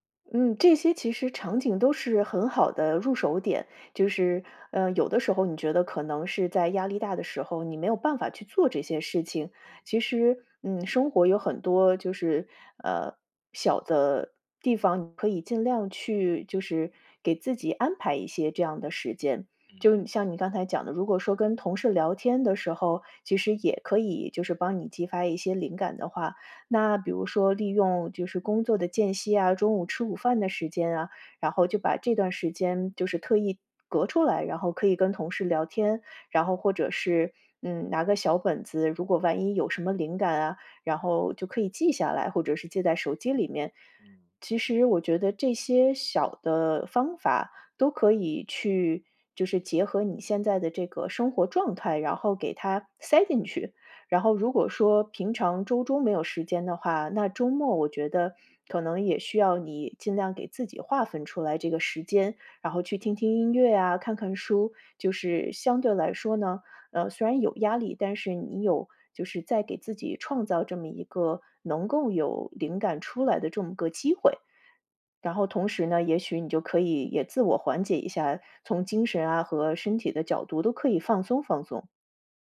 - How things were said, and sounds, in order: none
- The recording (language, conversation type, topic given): Chinese, advice, 日常压力会如何影响你的注意力和创造力？